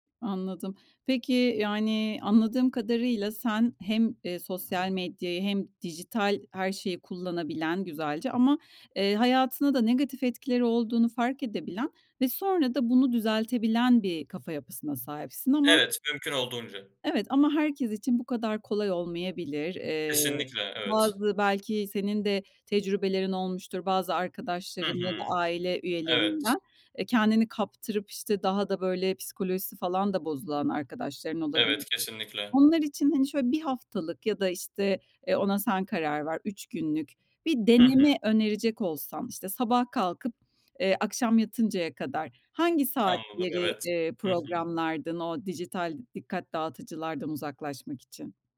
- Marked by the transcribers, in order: other background noise; tapping
- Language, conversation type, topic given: Turkish, podcast, Dijital dikkat dağıtıcılarla başa çıkmak için hangi pratik yöntemleri kullanıyorsun?